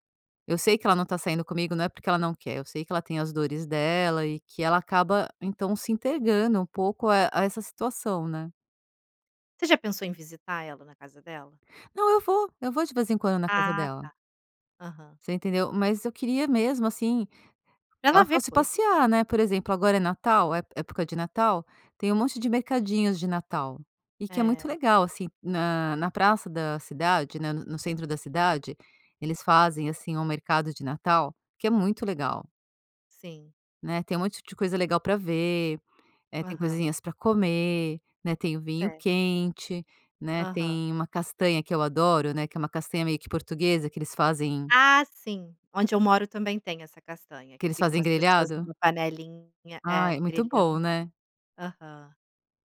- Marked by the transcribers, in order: "entegando" said as "entregando"
- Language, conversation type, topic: Portuguese, podcast, Quando é a hora de insistir e quando é melhor desistir?